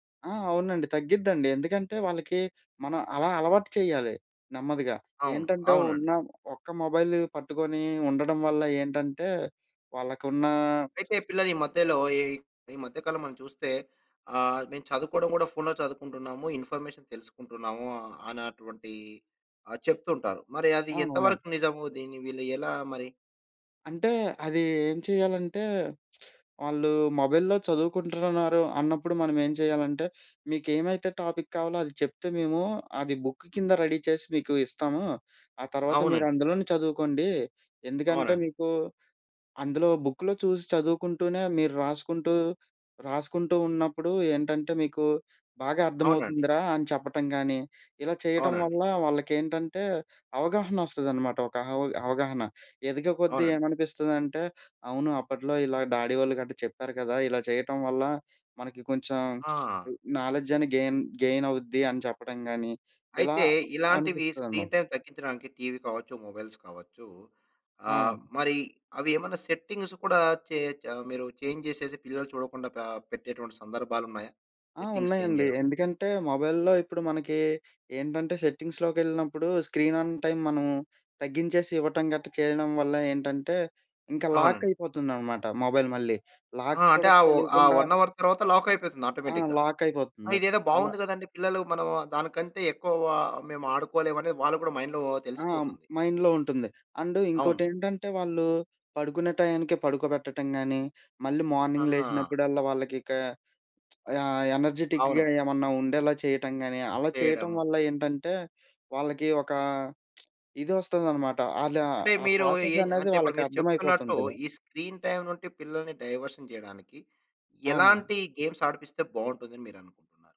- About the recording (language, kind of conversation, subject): Telugu, podcast, పిల్లల స్క్రీన్ టైమ్‌ను ఎలా పరిమితం చేస్తారు?
- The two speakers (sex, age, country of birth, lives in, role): male, 25-29, India, India, guest; male, 35-39, India, India, host
- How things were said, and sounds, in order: in English: "మొబైల్‌ని"; lip smack; other background noise; in English: "ఇన్ఫర్మేషన్"; lip smack; in English: "మొబైల్‌లో"; sniff; in English: "టాపిక్"; in English: "బుక్"; in English: "రెడీ"; in English: "బుక్‌లో"; sniff; in English: "డాడీ"; in English: "నాలెడ్జ్"; in English: "గెయిన్, గెయిన్"; in English: "స్క్రీన్ టైమ్"; in English: "మొబైల్స్"; in English: "సెట్టింగ్స్"; in English: "చేంజ్"; in English: "సెట్టింగ్స్ చేంజ్"; in English: "మొబైల్‌లో"; in English: "సెట్టింగ్స్‌లోకి"; in English: "స్క్రీన్ ఆన్ టైమ్"; in English: "లాక్"; in English: "మొబైల్"; in English: "లాక్"; in English: "వన్ అవర్"; in English: "లాక్"; in English: "ఆటోమేటిక్‌గా"; in English: "లాక్"; in English: "మైండ్‌లో"; in English: "మైండ్‌లో"; in English: "అండ్"; in English: "మార్నింగ్"; in English: "ఎనర్జిటిక్‌గా"; lip smack; in English: "ప్రాసెస్"; in English: "స్క్రీన్ టైమ్"; in English: "డైవర్షన్"; in English: "గేమ్స్"